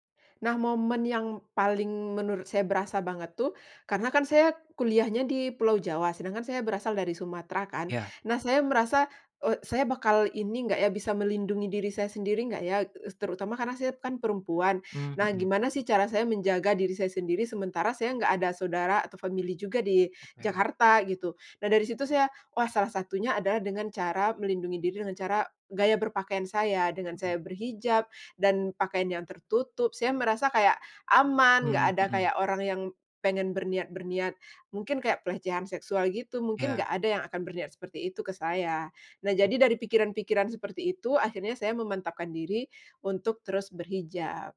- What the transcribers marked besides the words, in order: none
- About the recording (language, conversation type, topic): Indonesian, podcast, Bagaimana budaya memengaruhi pilihan pakaian Anda sehari-hari?
- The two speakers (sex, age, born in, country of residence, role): female, 35-39, Indonesia, Indonesia, guest; male, 25-29, Indonesia, Indonesia, host